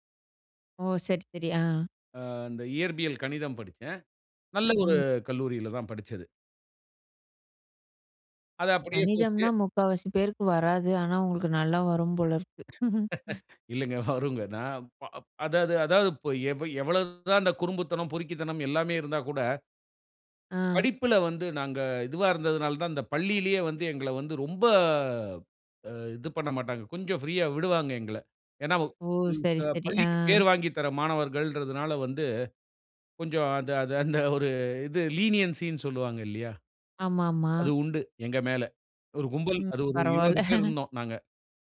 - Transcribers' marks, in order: laughing while speaking: "இல்லைங்க. வருங்க"; chuckle; drawn out: "ரொம்ப"; laughing while speaking: "அந்த ஒரு"; in English: "லீனியன்சின்னு"; chuckle
- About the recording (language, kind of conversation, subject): Tamil, podcast, உங்களுக்குப் பிடித்த ஆர்வப்பணி எது, அதைப் பற்றி சொல்லுவீர்களா?